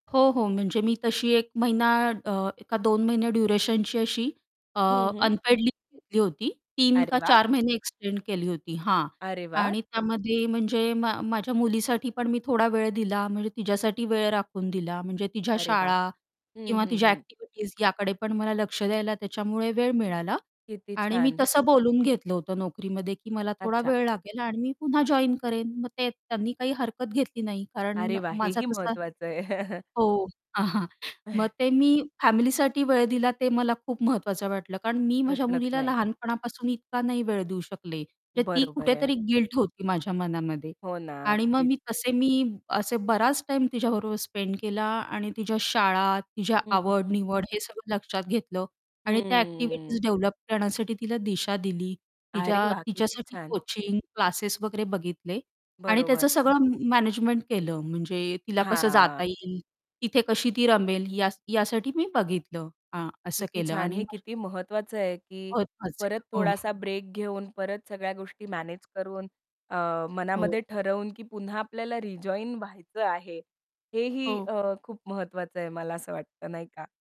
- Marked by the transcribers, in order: distorted speech; in English: "एक्सटेंड"; chuckle; laughing while speaking: "हां"; chuckle; in English: "गिल्ट"; in English: "स्पेंड"; in English: "डेव्हलप"; unintelligible speech; unintelligible speech
- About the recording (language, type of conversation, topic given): Marathi, podcast, तुम्ही काम आणि वैयक्तिक आयुष्याचा समतोल कसा साधता?